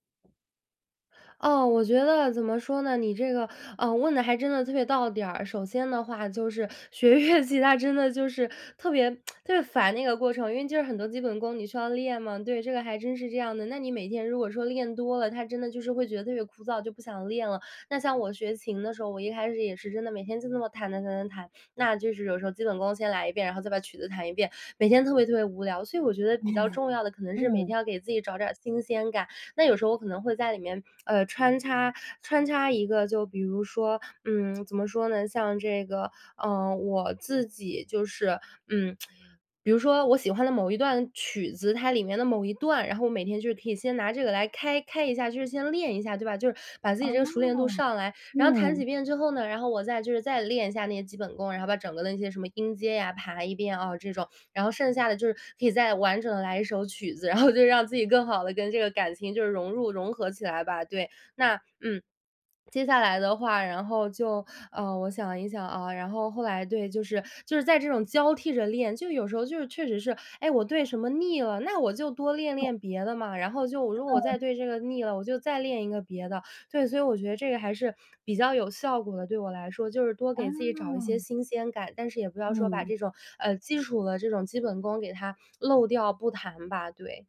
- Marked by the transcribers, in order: other background noise; laughing while speaking: "乐器"; tsk; chuckle; tsk; lip smack; laughing while speaking: "然后"; swallow
- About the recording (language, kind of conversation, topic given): Chinese, podcast, 自学时如何保持动力？